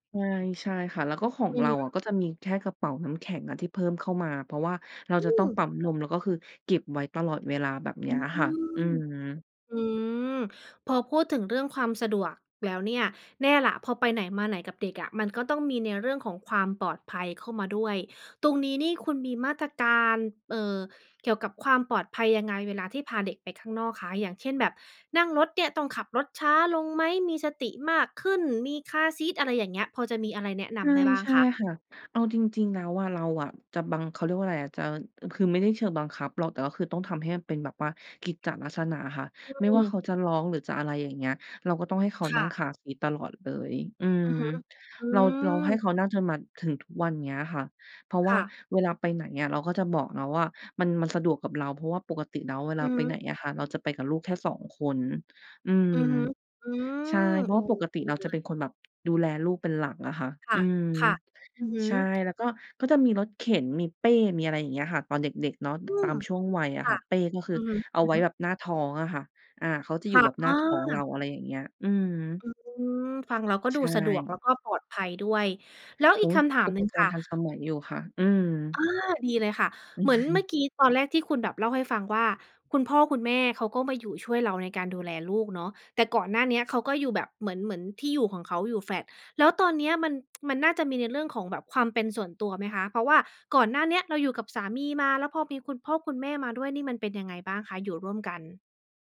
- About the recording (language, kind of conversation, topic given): Thai, podcast, เมื่อมีลูกคนแรก ชีวิตของคุณเปลี่ยนไปอย่างไรบ้าง?
- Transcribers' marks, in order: tapping; chuckle